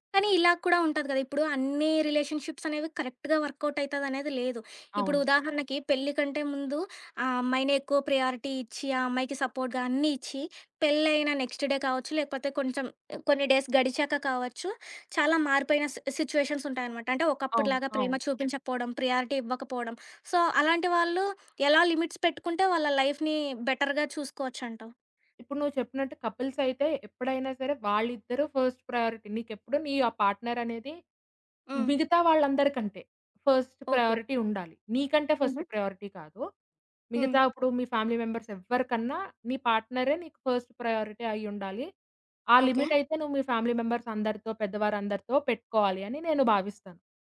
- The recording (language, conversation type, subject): Telugu, podcast, పెద్దవారితో సరిహద్దులు పెట్టుకోవడం మీకు ఎలా అనిపించింది?
- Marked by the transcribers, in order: in English: "రిలేషన్‌షిప్స్"; in English: "కరెక్ట్‌గా వర్క్‌అవుట్"; in English: "ప్రయారిటీ"; in English: "సపోర్ట్‌గా"; in English: "నెక్స్ట్ డే"; in English: "డేస్"; in English: "సిచ్యుయేషన్స్"; in English: "ప్రియారిటీ"; in English: "సో"; in English: "లిమిట్స్"; in English: "లైఫ్‌ని బెటర్‌గా"; in English: "కపిల్స్"; in English: "ఫస్ట్ ప్రయారిటీ"; in English: "పార్ట్నర్"; in English: "ఫస్ట్ ప్రయారిటీ"; in English: "ఫస్ట్ ప్రయారిటీ"; in English: "ఫ్యామిలీ మెంబర్స్"; in English: "పార్ట్నరే"; in English: "ఫస్ట్ ప్రయారిటీ"; in English: "లిమిట్"; in English: "ఫ్యామిలీ మెంబర్స్"